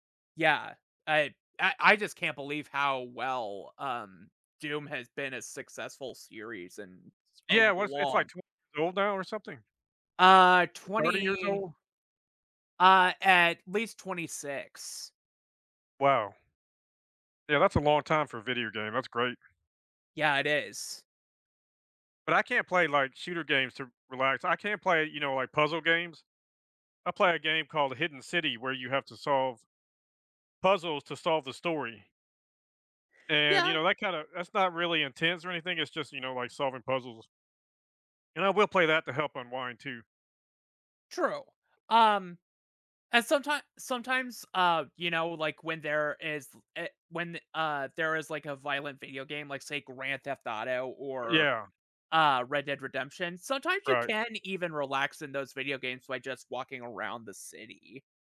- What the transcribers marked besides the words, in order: background speech; other background noise
- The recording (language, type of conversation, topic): English, unstructured, What helps you recharge when life gets overwhelming?